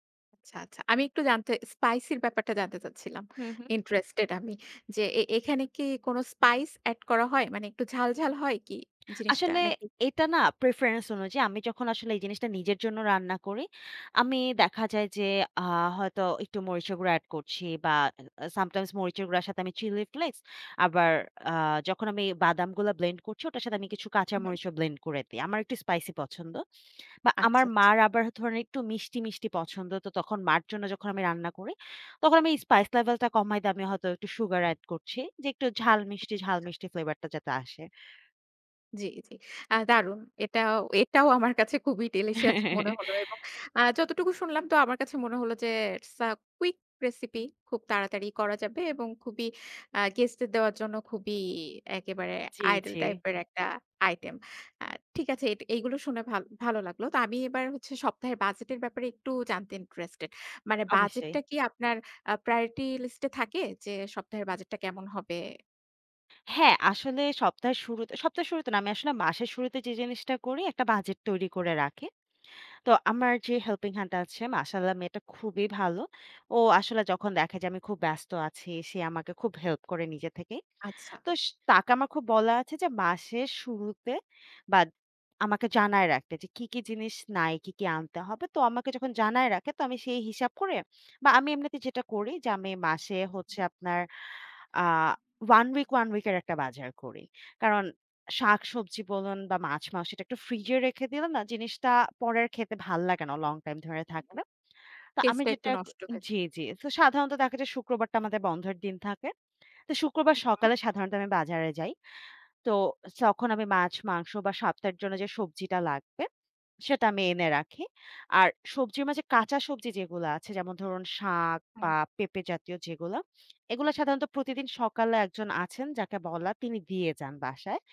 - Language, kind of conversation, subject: Bengali, podcast, সপ্তাহের মেনু তুমি কীভাবে ঠিক করো?
- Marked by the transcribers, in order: other background noise; tapping; laughing while speaking: "আমার কাছে"; chuckle; in English: "its a quick recipe"